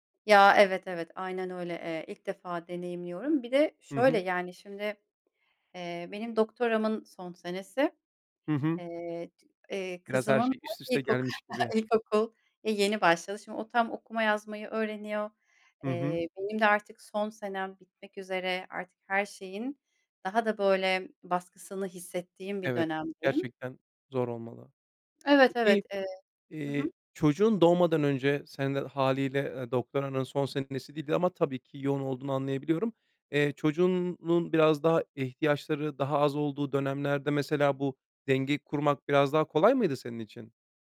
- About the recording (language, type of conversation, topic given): Turkish, podcast, İş ve özel hayat dengesini nasıl kuruyorsun?
- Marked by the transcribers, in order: laughing while speaking: "ilkoku ilkokul"; "çocuğunun" said as "çocuğunnun"; "daha" said as "ehtiyaçları"